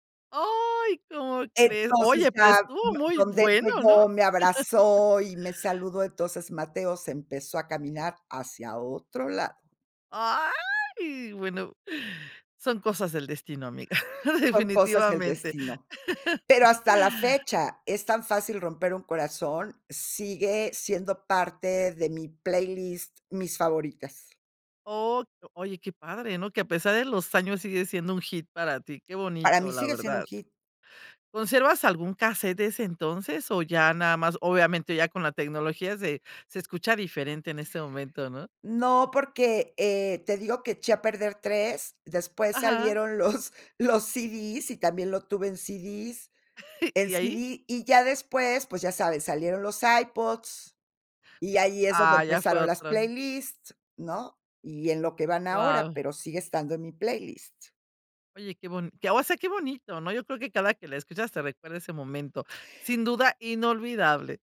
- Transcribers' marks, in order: tapping; unintelligible speech; chuckle; laughing while speaking: "los, los"; chuckle
- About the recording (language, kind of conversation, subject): Spanish, podcast, ¿Qué objeto físico, como un casete o una revista, significó mucho para ti?